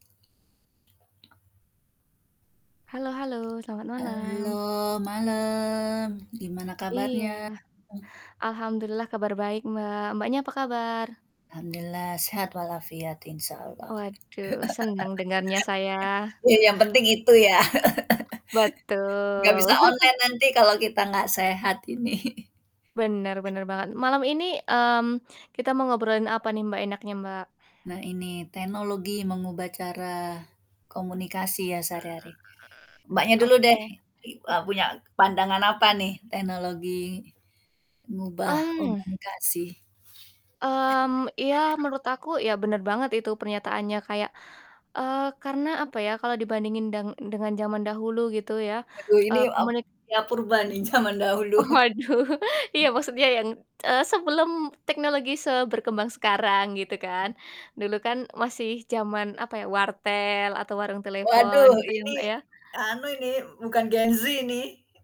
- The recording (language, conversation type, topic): Indonesian, unstructured, Bagaimana teknologi mengubah cara kita berkomunikasi dalam kehidupan sehari-hari?
- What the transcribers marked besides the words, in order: distorted speech; laugh; laugh; chuckle; other background noise; door; laughing while speaking: "Waduh"; laughing while speaking: "jaman"; chuckle